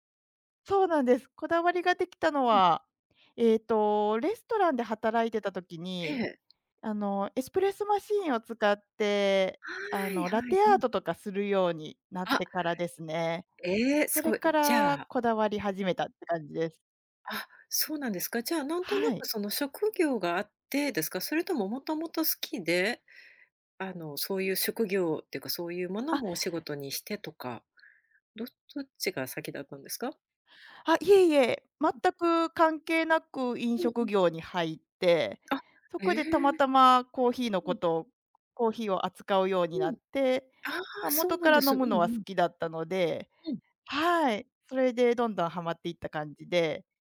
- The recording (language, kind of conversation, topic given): Japanese, podcast, コーヒーやお茶について、どんなこだわりがありますか？
- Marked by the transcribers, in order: tapping